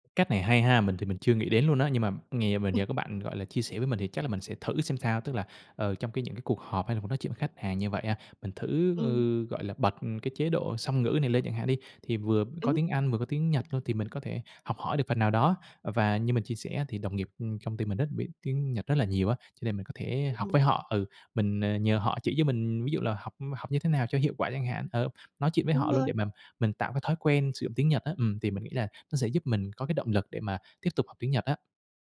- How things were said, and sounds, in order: tapping
- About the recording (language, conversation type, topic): Vietnamese, advice, Làm sao để bắt đầu theo đuổi mục tiêu cá nhân khi tôi thường xuyên trì hoãn?